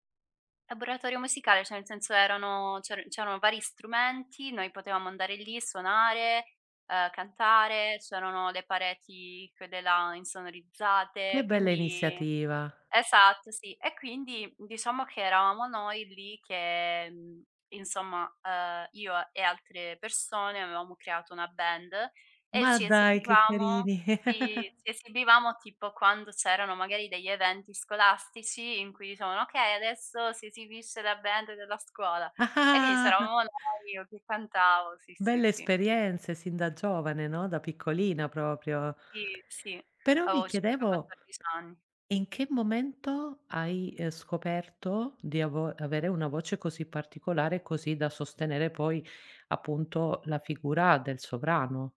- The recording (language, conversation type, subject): Italian, podcast, In che modo la musica esprime emozioni che non riesci a esprimere a parole?
- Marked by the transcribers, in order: "cioè" said as "ceh"; chuckle; laughing while speaking: "Ah-ah, ah"; "proprio" said as "propio"; tapping